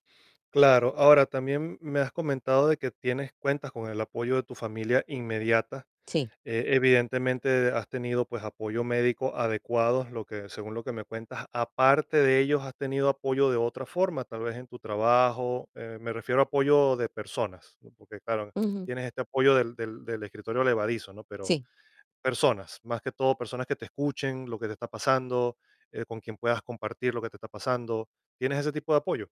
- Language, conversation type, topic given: Spanish, advice, ¿Cómo puedo adaptarme a un diagnóstico de salud que me obliga a cambiar mis hábitos y prioridades?
- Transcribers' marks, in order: tapping; distorted speech